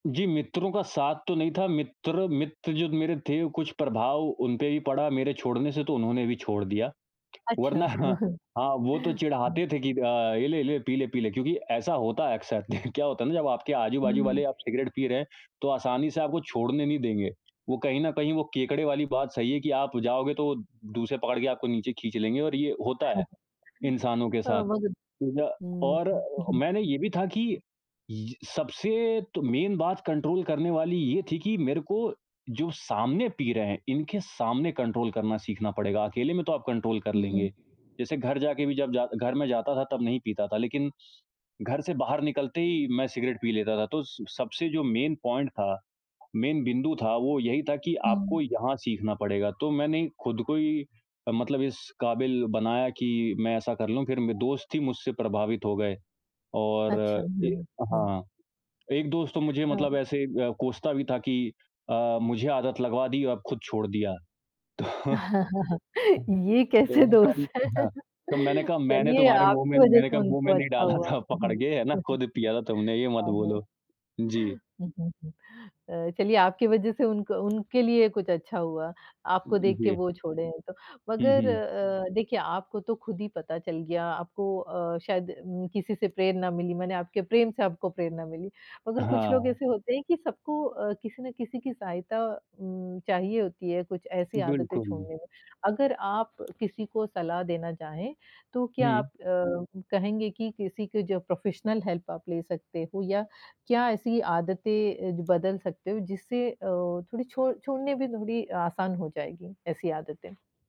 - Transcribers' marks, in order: tapping; chuckle; chuckle; in English: "सिगरेट"; chuckle; unintelligible speech; chuckle; in English: "मेन"; in English: "कंट्रोल"; in English: "कंट्रोल"; in English: "कंट्रोल"; in English: "सिगरेट"; in English: "मेन पॉइंट"; in English: "मेन"; unintelligible speech; laughing while speaking: "ये कैसे दोस्त हैं"; chuckle; other background noise; chuckle; laughing while speaking: "डाला था"; in English: "प्रोफ़ेशनल हेल्प"
- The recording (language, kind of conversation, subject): Hindi, podcast, आपको कौन सी आदत बदलने में सबसे ज़्यादा मुश्किल हुई?